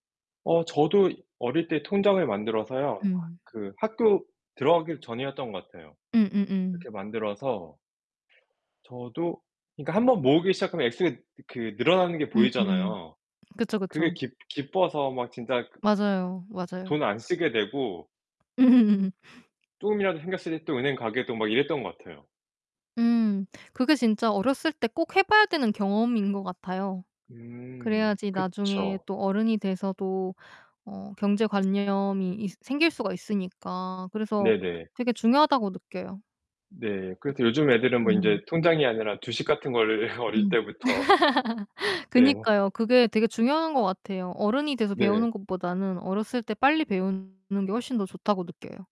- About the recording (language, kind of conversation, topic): Korean, unstructured, 돈을 잘 쓰는 사람과 그렇지 않은 사람의 차이는 무엇일까요?
- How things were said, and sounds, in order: other background noise; laughing while speaking: "음"; distorted speech; laugh; laughing while speaking: "거를 어릴 때부터"